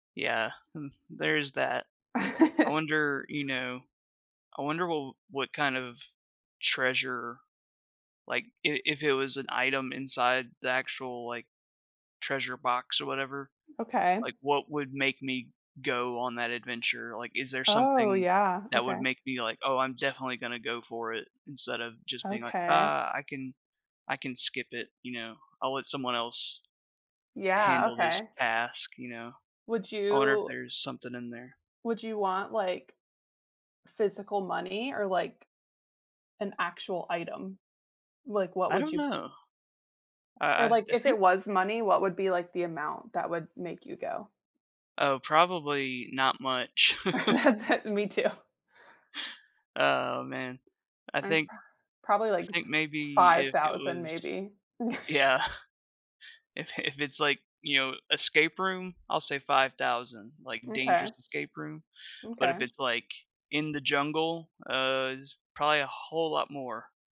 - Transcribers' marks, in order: chuckle; other background noise; chuckle; laughing while speaking: "That's it"; laugh; tapping; laughing while speaking: "Yeah"; chuckle
- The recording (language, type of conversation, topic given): English, unstructured, What would you do if you stumbled upon something that could change your life unexpectedly?